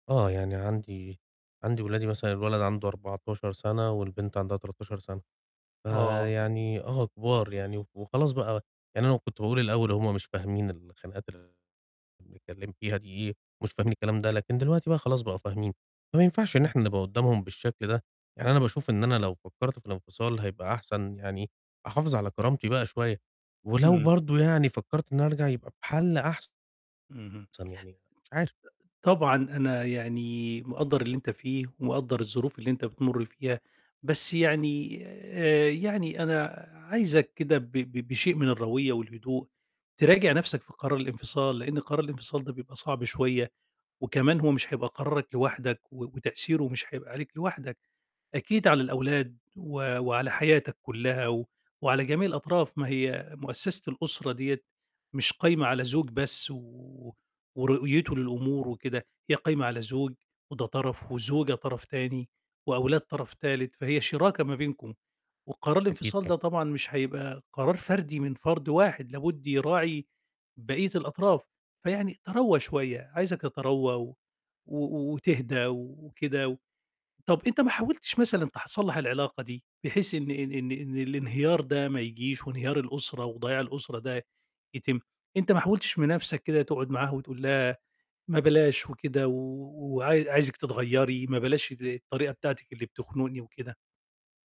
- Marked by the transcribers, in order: horn; distorted speech; other background noise; other noise
- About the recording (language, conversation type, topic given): Arabic, advice, إنت/إنتي شايف/ة إن الأفضل دلوقتي إنكم تنفصلوا ولا تحاولوا تصلّحوا العلاقة؟